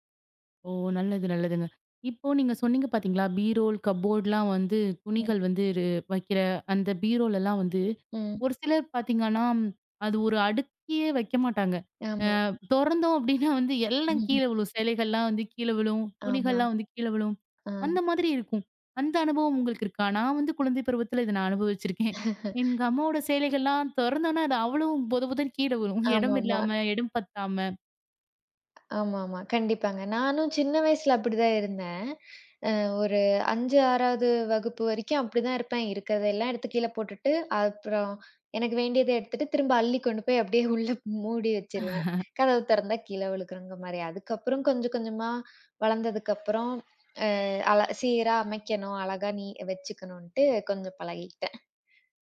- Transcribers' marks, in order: chuckle; other noise; chuckle; laughing while speaking: "அது அவ்வளவும் பொத பொதன் கீழே விழும். இடம் இல்லாம, இடம் பத்தாம"; laugh; "விழுகும் என்கிற" said as "விழுக்கிறங்க"
- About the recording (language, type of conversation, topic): Tamil, podcast, ஒரு சில வருடங்களில் உங்கள் அலமாரி எப்படி மாறியது என்று சொல்ல முடியுமா?